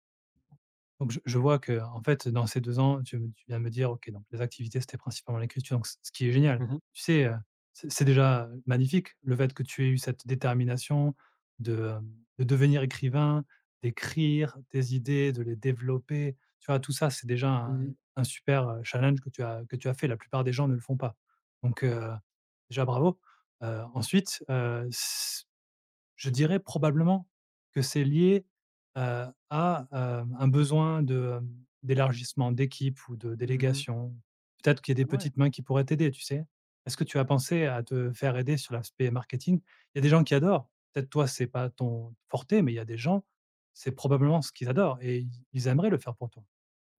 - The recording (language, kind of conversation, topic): French, advice, Comment surmonter le doute après un échec artistique et retrouver la confiance pour recommencer à créer ?
- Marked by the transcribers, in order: tapping; unintelligible speech